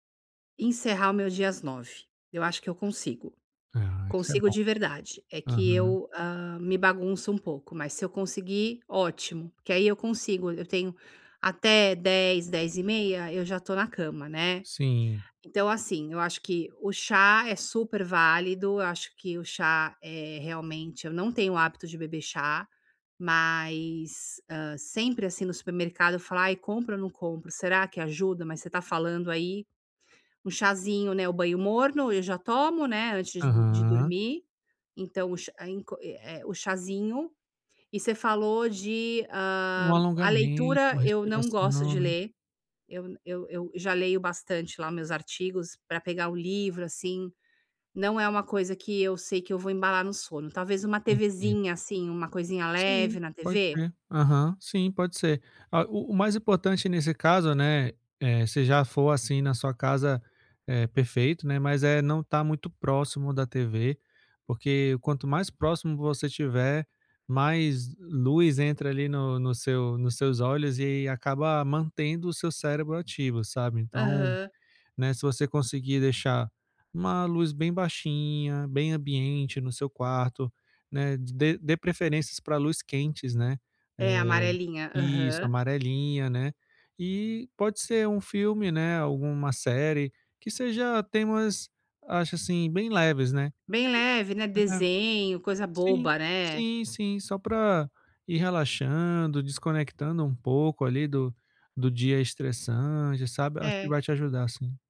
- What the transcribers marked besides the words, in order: tapping; other background noise
- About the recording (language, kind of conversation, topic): Portuguese, advice, Como posso estabelecer hábitos calmantes antes de dormir todas as noites?
- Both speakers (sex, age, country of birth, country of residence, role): female, 50-54, Brazil, United States, user; male, 35-39, Brazil, France, advisor